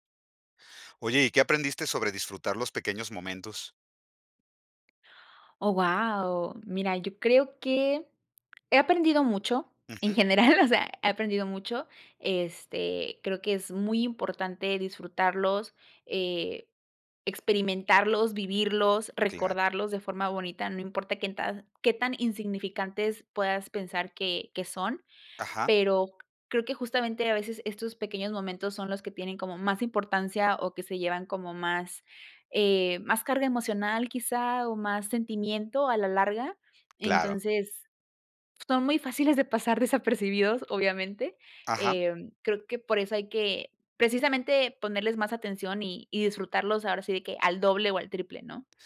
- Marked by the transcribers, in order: laughing while speaking: "general"
- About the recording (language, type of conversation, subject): Spanish, podcast, ¿Qué aprendiste sobre disfrutar los pequeños momentos?